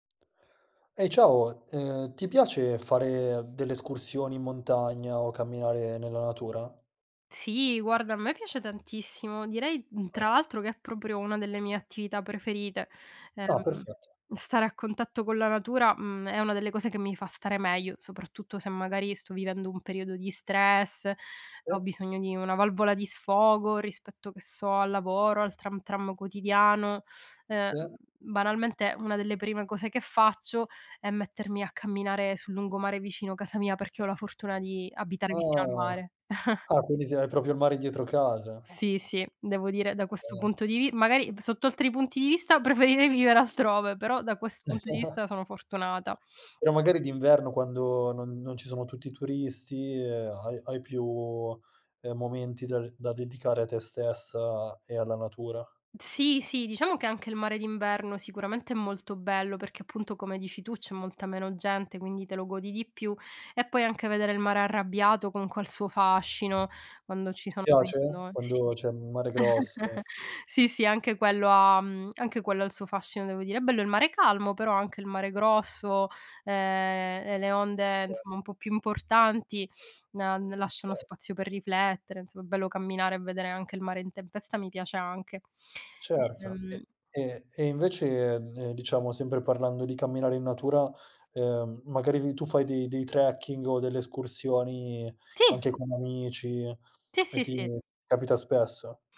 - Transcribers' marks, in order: other background noise; chuckle; "proprio" said as "propio"; chuckle; tapping; unintelligible speech; chuckle; "Okay" said as "kay"; "insomma" said as "'nzomm"
- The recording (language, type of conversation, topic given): Italian, podcast, Perché ti piace fare escursioni o camminare in natura?